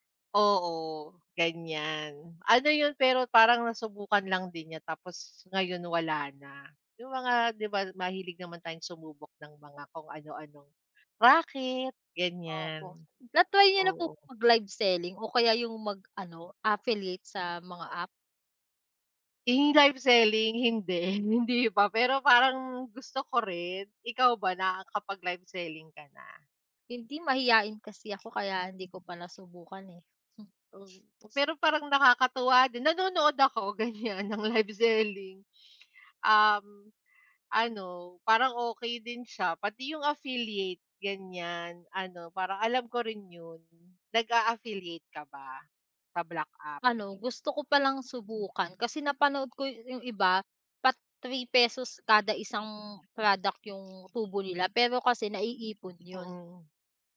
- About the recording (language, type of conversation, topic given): Filipino, unstructured, Ano ang mga paborito mong paraan para kumita ng dagdag na pera?
- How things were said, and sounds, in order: laughing while speaking: "hindi pa"; other street noise; tapping; scoff; other background noise; laughing while speaking: "ganyan ng"